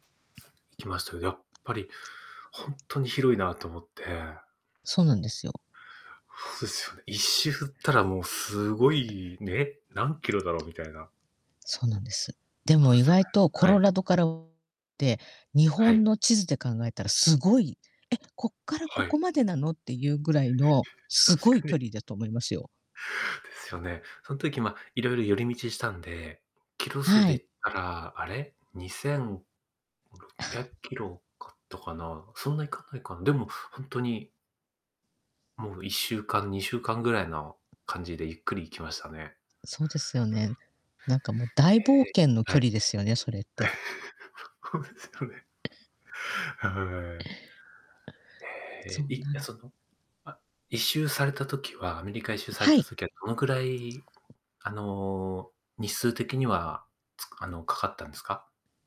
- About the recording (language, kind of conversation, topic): Japanese, unstructured, 旅行先でいちばん驚いた場所はどこですか？
- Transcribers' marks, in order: distorted speech; chuckle; chuckle; giggle; laughing while speaking: "そうですよね"; tapping